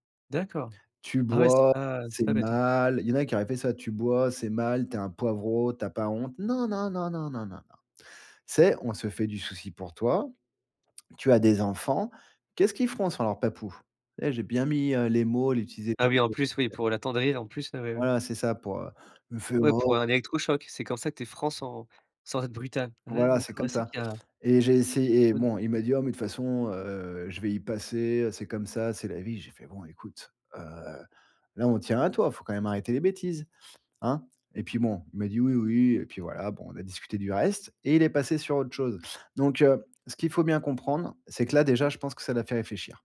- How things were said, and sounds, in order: unintelligible speech; unintelligible speech
- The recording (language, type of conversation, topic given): French, podcast, Comment faire pour rester franc sans blesser les autres ?